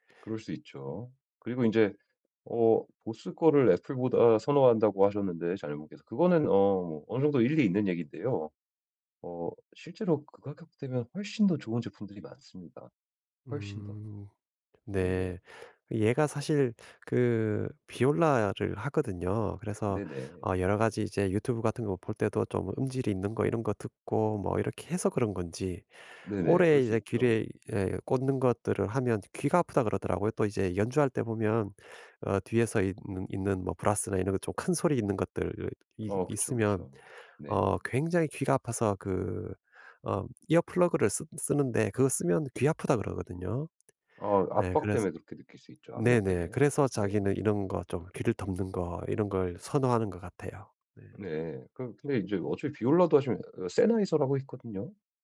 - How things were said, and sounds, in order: tapping
- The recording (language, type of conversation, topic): Korean, advice, 예산이 제한된 상황에서 어떻게 하면 가장 좋은 선택을 할 수 있나요?